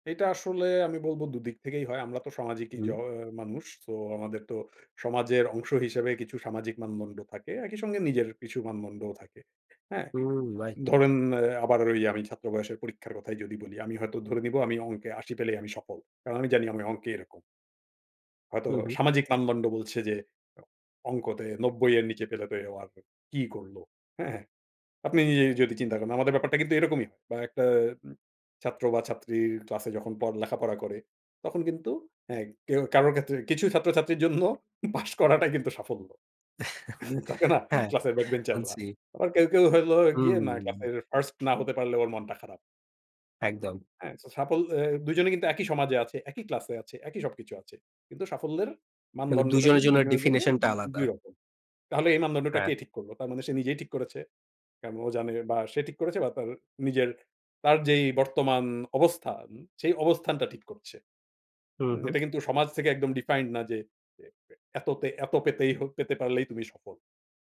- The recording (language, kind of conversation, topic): Bengali, podcast, আপনি সুখ ও সাফল্যের মধ্যে পার্থক্য কীভাবে করেন?
- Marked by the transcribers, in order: tapping; laughing while speaking: "জন্য পাস করাটাই কিন্তু সাফল্য। থাকে না, ক্লাসের ব্যাক বেঞ্চাররা?"; chuckle; laughing while speaking: "হ্যাঁ, মানছি"; in English: "ডেফিনিশন"; in English: "ডিফাইন্ড"